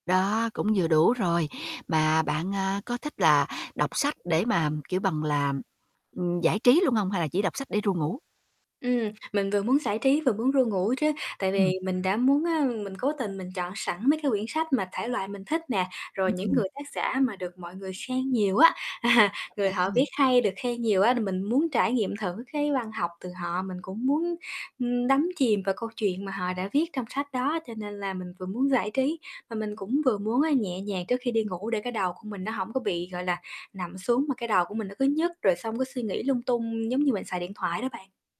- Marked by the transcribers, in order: tapping; distorted speech; laughing while speaking: "à"; other background noise
- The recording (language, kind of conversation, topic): Vietnamese, advice, Làm thế nào để bạn tạo thói quen đọc sách mỗi ngày?